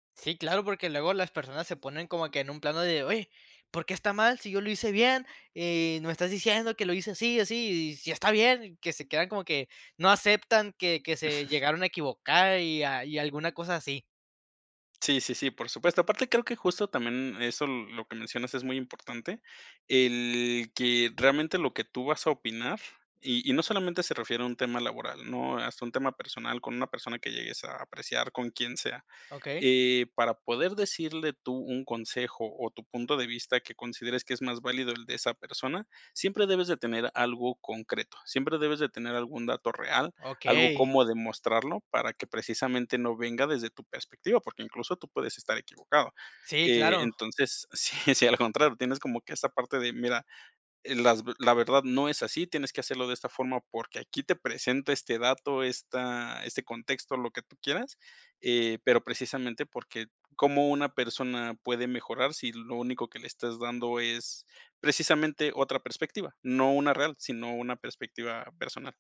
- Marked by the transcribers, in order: chuckle; laughing while speaking: "sí, sí"
- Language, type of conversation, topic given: Spanish, podcast, ¿Cómo equilibras la honestidad con la armonía?